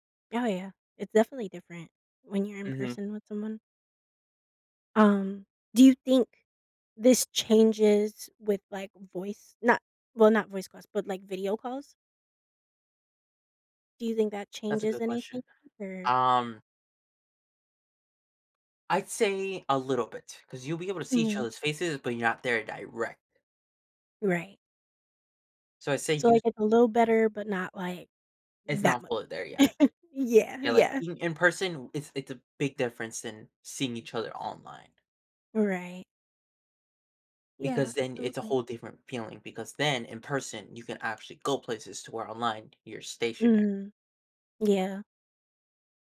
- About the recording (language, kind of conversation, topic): English, unstructured, How have smartphones changed the way we communicate?
- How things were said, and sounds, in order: chuckle